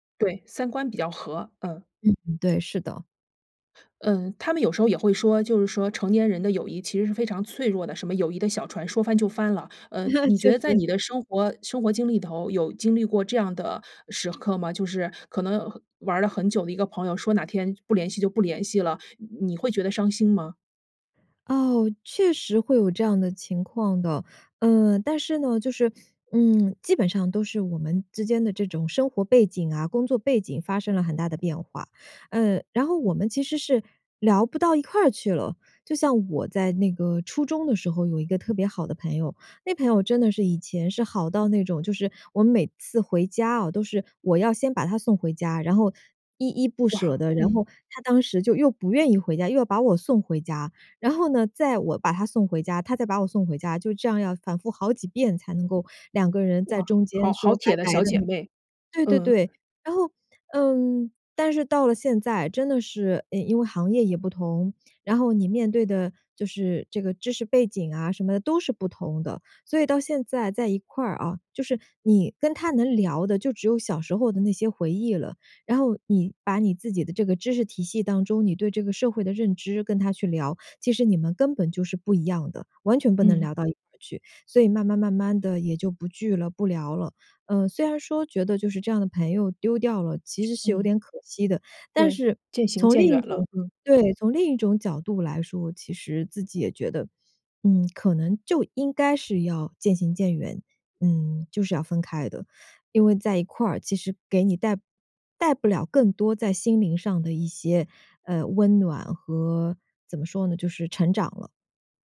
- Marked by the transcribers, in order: laugh; laughing while speaking: "确实"; other noise; other background noise
- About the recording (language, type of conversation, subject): Chinese, podcast, 换到新城市后，你如何重新结交朋友？